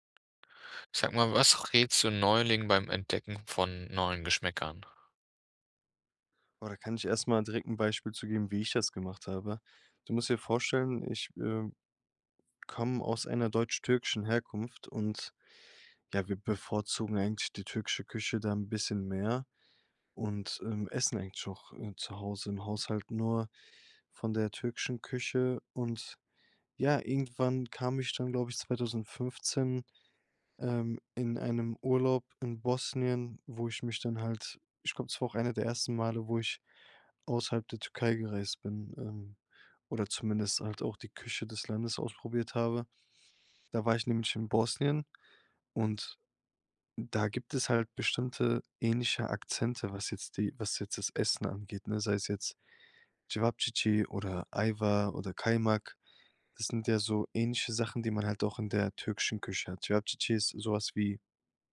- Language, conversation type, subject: German, podcast, Welche Tipps gibst du Einsteigerinnen und Einsteigern, um neue Geschmäcker zu entdecken?
- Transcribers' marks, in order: other noise